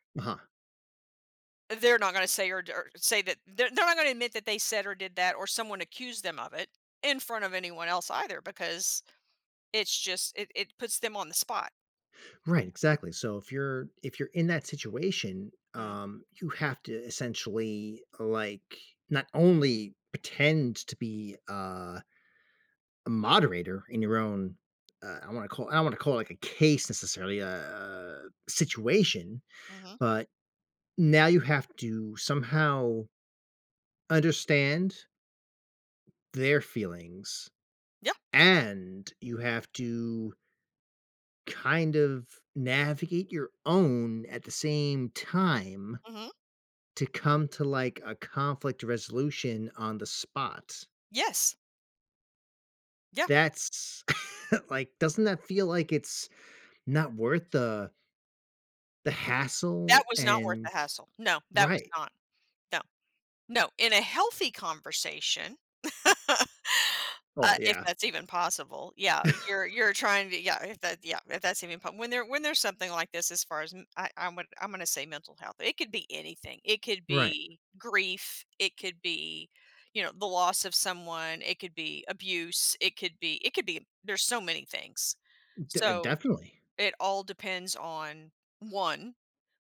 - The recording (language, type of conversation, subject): English, unstructured, Does talking about feelings help mental health?
- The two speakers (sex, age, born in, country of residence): female, 55-59, United States, United States; male, 40-44, United States, United States
- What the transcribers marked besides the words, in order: other background noise; stressed: "and"; stressed: "own"; scoff; laugh; chuckle